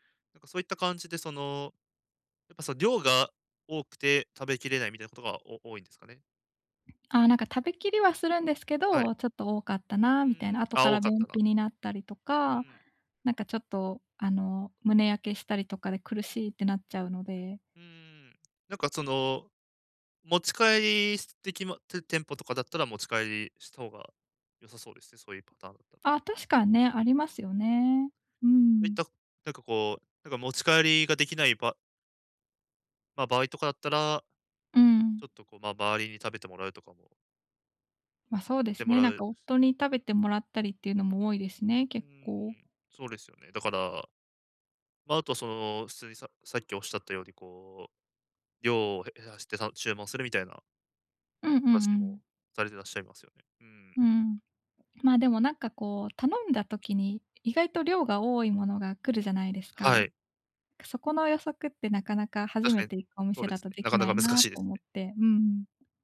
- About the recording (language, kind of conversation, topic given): Japanese, advice, 外食のとき、健康に良い選び方はありますか？
- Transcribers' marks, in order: other background noise; laughing while speaking: "難しいですね"